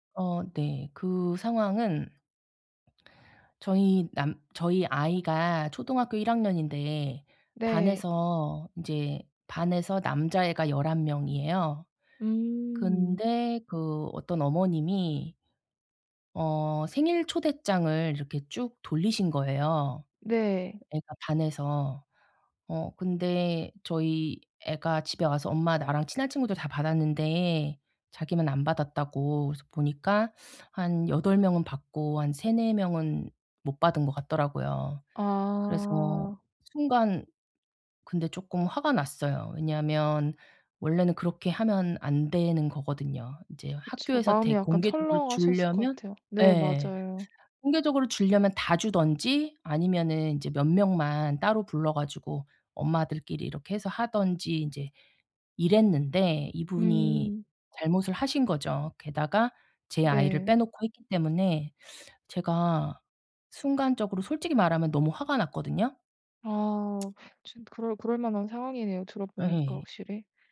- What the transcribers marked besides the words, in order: other background noise; teeth sucking; tapping; teeth sucking
- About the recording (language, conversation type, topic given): Korean, advice, 감정적으로 말해버린 걸 후회하는데 어떻게 사과하면 좋을까요?